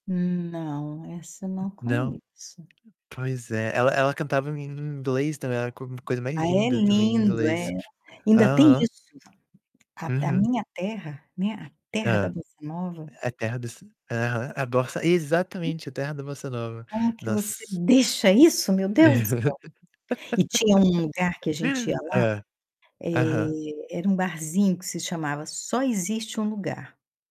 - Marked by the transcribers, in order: tapping; distorted speech; static; laugh
- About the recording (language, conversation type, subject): Portuguese, unstructured, Você já teve que se despedir de um lugar que amava? Como foi?